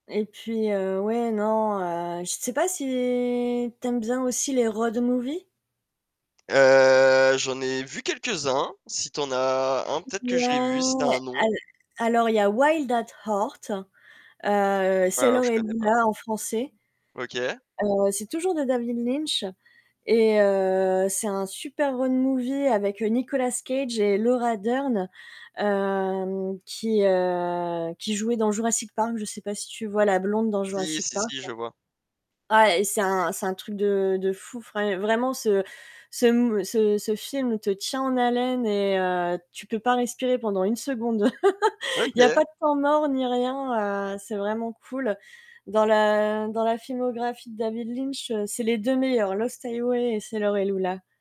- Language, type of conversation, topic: French, unstructured, Quel film t’a le plus marqué récemment ?
- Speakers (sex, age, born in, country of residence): female, 35-39, France, France; male, 25-29, France, France
- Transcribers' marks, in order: static; drawn out: "si"; tapping; drawn out: "Heu"; distorted speech; laugh